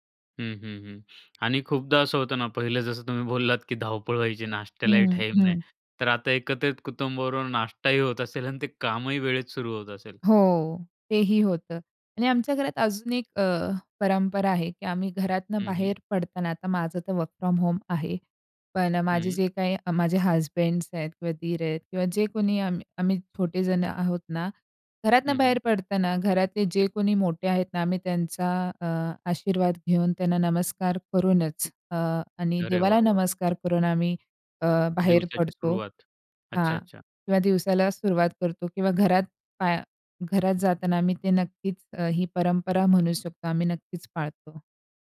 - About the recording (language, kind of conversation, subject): Marathi, podcast, तुझ्या घरी सकाळची परंपरा कशी असते?
- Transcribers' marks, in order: tapping; other background noise; in English: "वर्क फ्रॉम होम"